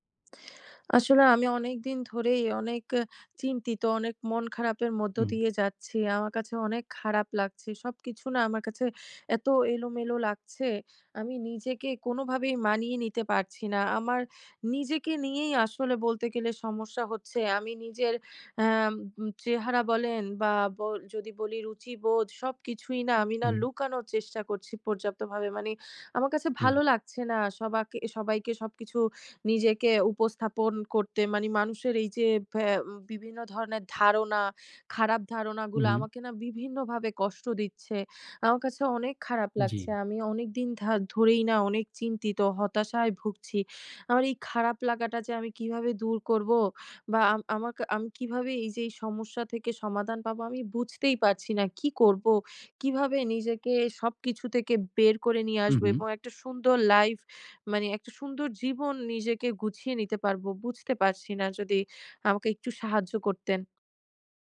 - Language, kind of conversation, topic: Bengali, advice, আপনি পোশাক-পরিচ্ছদ ও বাহ্যিক চেহারায় নিজের রুচি কীভাবে লুকিয়ে রাখেন?
- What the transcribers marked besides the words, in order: horn